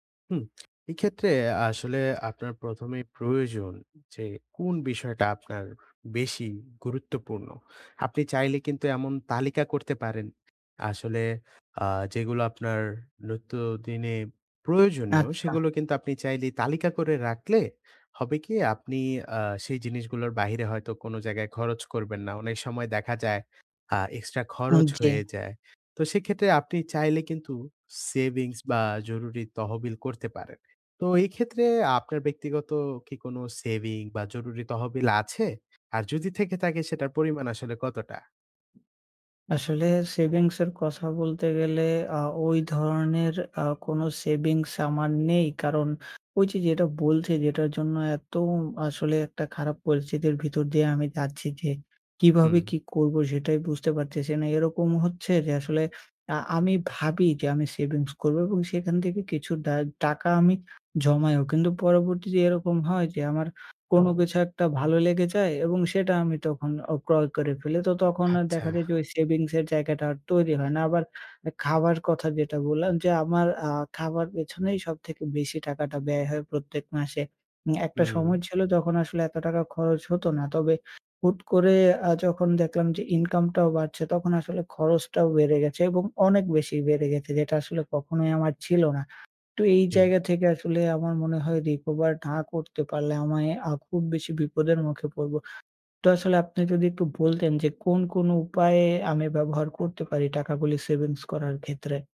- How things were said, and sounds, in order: lip smack; tapping; "নিত্য" said as "নৈততো"; in English: "saving"; inhale; in English: "recover"; other background noise; in English: "savings"
- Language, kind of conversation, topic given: Bengali, advice, মাস শেষ হওয়ার আগেই টাকা শেষ হয়ে যাওয়া নিয়ে কেন আপনার উদ্বেগ হচ্ছে?